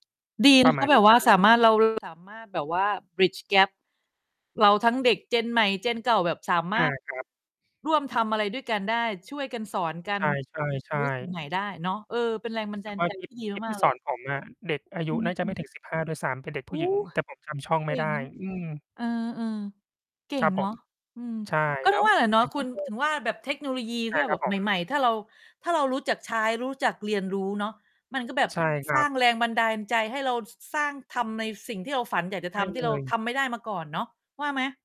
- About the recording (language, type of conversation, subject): Thai, unstructured, คุณคิดว่าเทคโนโลยีสามารถช่วยสร้างแรงบันดาลใจในชีวิตได้ไหม?
- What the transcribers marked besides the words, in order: distorted speech; in English: "bridge gap"; surprised: "โอ้โฮ"; mechanical hum; tapping